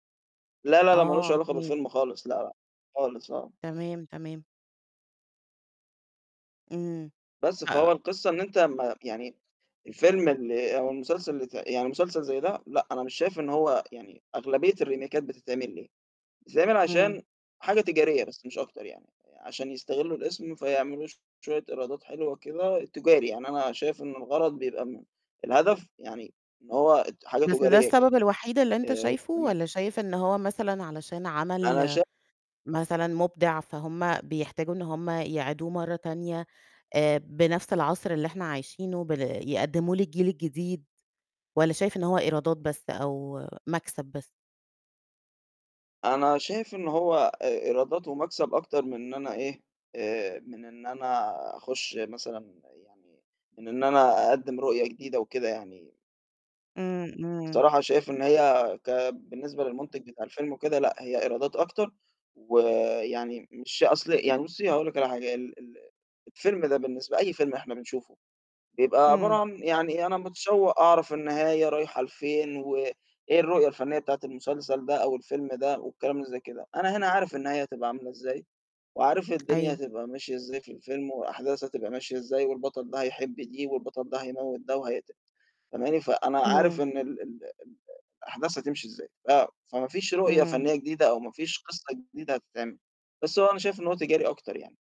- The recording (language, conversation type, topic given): Arabic, podcast, إيه رأيك في الريميكات وإعادة تقديم الأعمال القديمة؟
- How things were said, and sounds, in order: in English: "الريميكات"; distorted speech; tapping